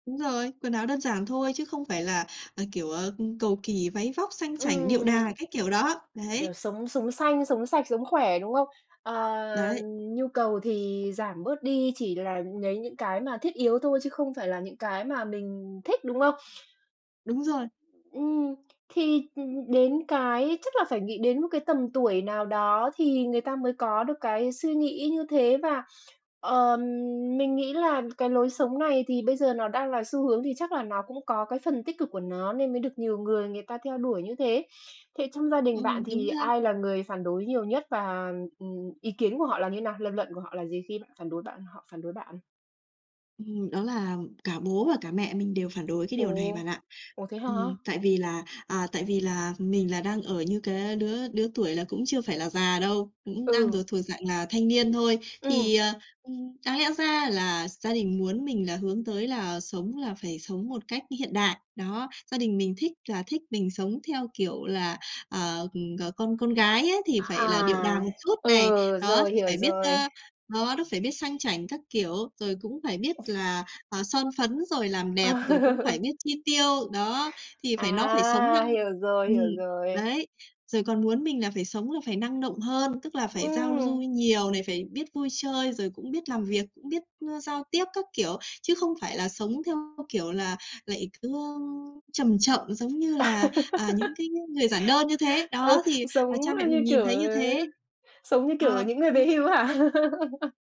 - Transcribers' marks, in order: other background noise; tapping; other noise; laugh; laughing while speaking: "À"; laugh; laugh
- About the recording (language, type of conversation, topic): Vietnamese, advice, Tôi muốn sống giản dị hơn nhưng gia đình phản đối, tôi nên làm gì?